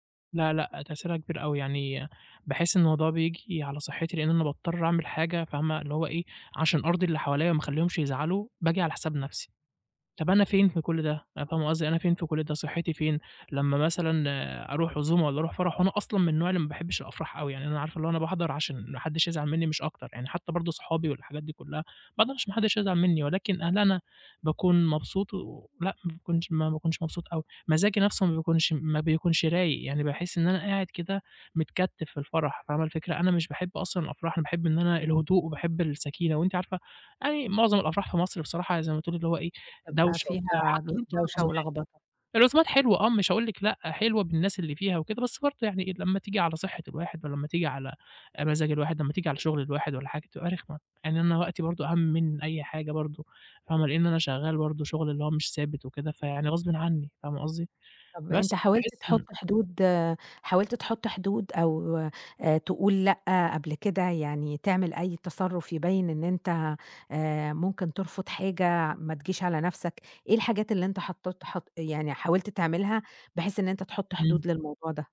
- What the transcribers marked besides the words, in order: unintelligible speech; other background noise
- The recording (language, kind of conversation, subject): Arabic, advice, إزاي أبطل أتردد وأنا بقول «لأ» للالتزامات الاجتماعية والشغل الإضافي؟